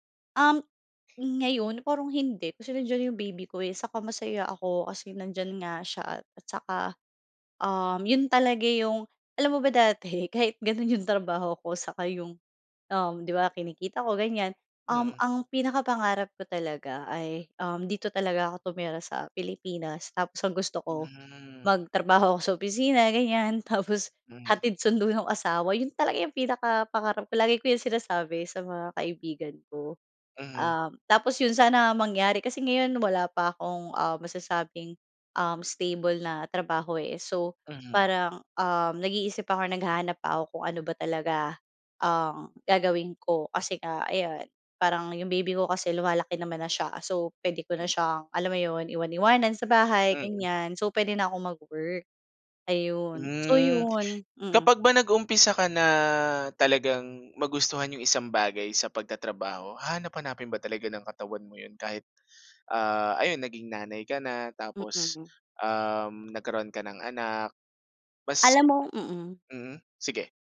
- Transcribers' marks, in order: other background noise
- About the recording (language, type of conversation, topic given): Filipino, podcast, Ano ang mga tinitimbang mo kapag pinag-iisipan mong manirahan sa ibang bansa?